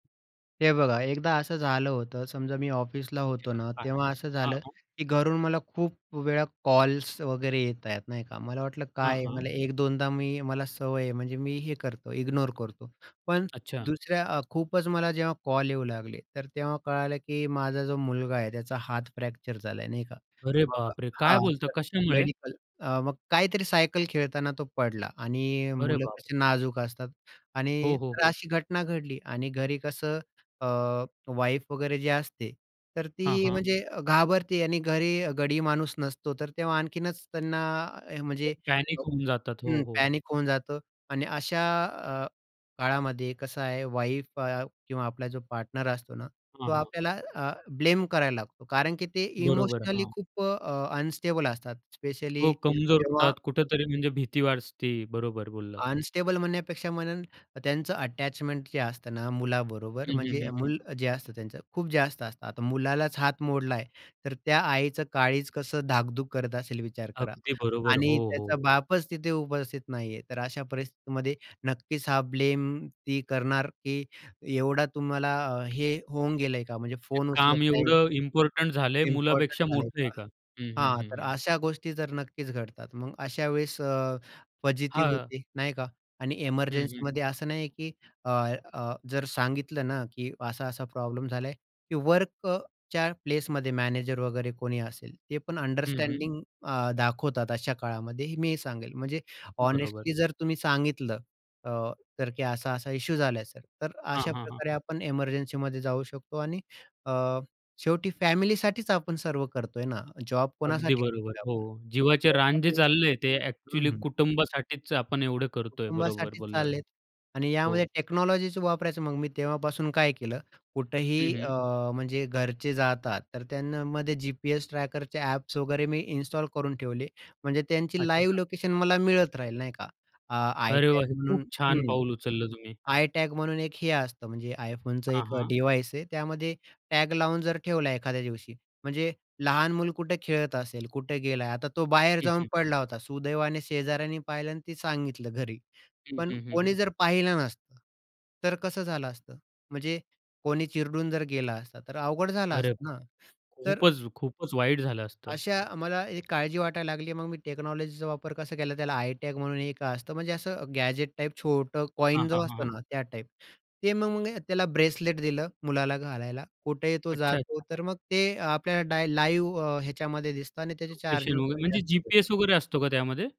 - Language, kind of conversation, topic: Marathi, podcast, काम आणि वैयक्तिक आयुष्य यांची सीमारेषा कशी राखाल?
- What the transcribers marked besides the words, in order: tapping; unintelligible speech; afraid: "अरे बापरे! काय बोलता कशामुळे?"; other noise; in English: "अनस्टेबल"; "वाटते" said as "वाजते"; in English: "अनस्टेबल"; in English: "अटॅचमेंट"; in English: "प्लेसमध्ये"; in English: "अंडरस्टँडिंग"; in English: "हॉनेस्टली"; unintelligible speech; in English: "टेक्नॉलॉजीच"; in English: "लाईव्ह"; in English: "डिव्हाइस"; in English: "टेक्नॉलॉजीचा"; in English: "गॅजेट"; other background noise; in English: "लाईव"; unintelligible speech